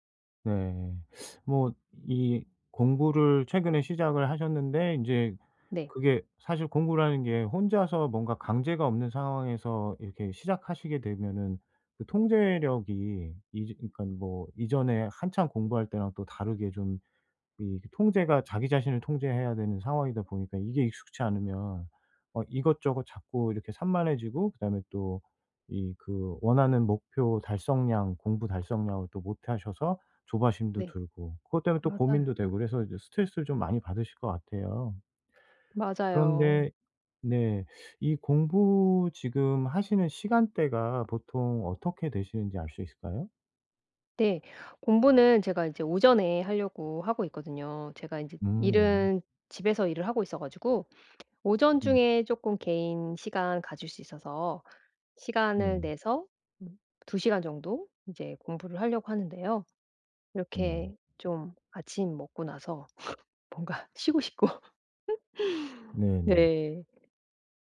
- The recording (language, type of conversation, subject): Korean, advice, 미루기와 산만함을 줄이고 집중력을 유지하려면 어떻게 해야 하나요?
- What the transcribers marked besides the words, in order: teeth sucking; tapping; other background noise; laugh; laughing while speaking: "뭔가 쉬고 싶고"; laugh